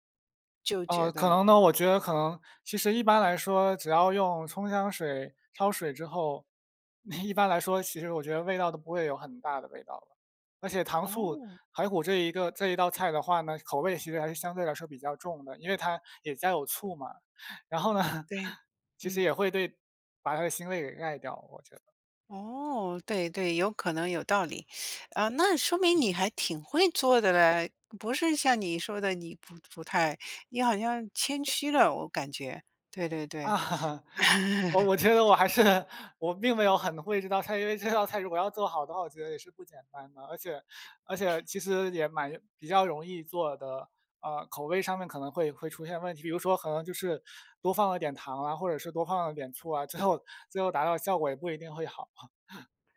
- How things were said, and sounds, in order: chuckle; laughing while speaking: "呢"; chuckle; other background noise; teeth sucking; tapping; laughing while speaking: "啊"; teeth sucking; chuckle; laughing while speaking: "是"; cough; laughing while speaking: "最后"; chuckle
- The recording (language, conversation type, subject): Chinese, unstructured, 你最喜欢的家常菜是什么？
- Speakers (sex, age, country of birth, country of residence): female, 60-64, China, United States; male, 20-24, China, Finland